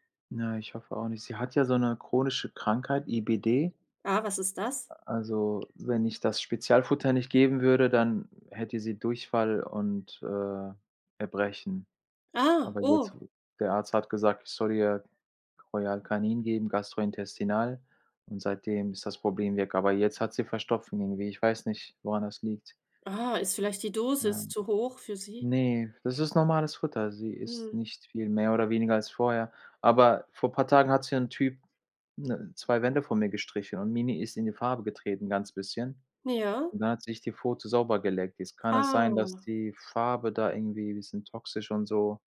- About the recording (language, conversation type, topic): German, unstructured, Wie verändert Technologie unseren Alltag wirklich?
- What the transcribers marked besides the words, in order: sad: "Na, ich hoffe auch nicht"; unintelligible speech; drawn out: "Ah"